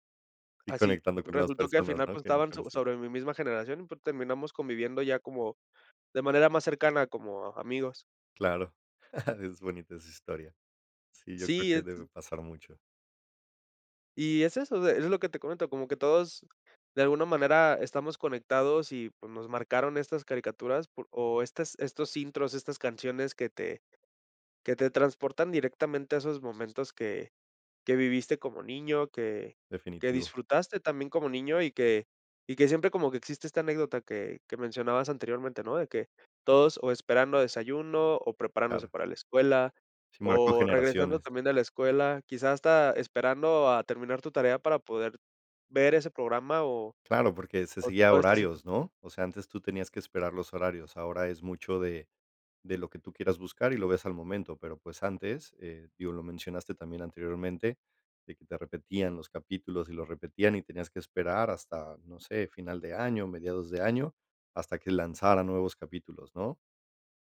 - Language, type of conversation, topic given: Spanish, podcast, ¿Qué música te marcó cuando eras niño?
- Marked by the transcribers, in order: inhale; laugh; unintelligible speech